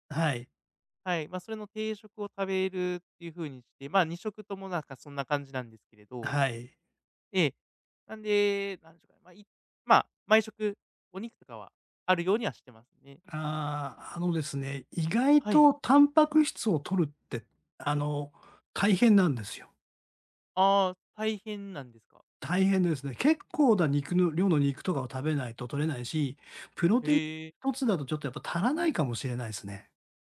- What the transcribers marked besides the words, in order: none
- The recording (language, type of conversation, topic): Japanese, advice, トレーニングの効果が出ず停滞して落ち込んでいるとき、どうすればよいですか？